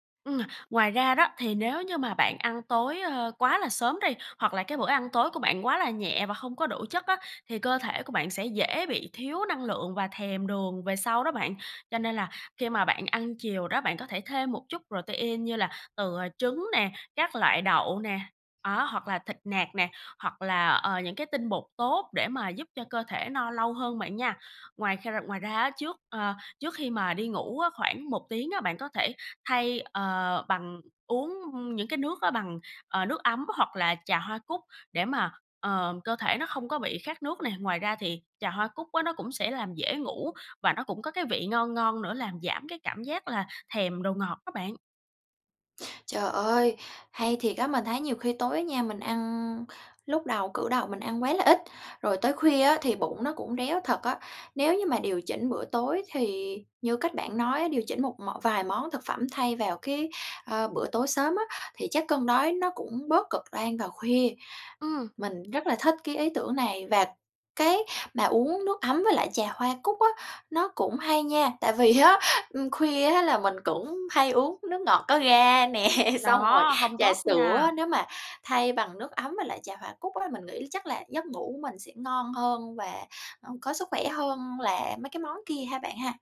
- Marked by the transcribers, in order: in English: "protein"; tapping; laughing while speaking: "nè"
- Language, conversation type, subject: Vietnamese, advice, Làm sao để kiểm soát thói quen ngủ muộn, ăn đêm và cơn thèm đồ ngọt khó kiềm chế?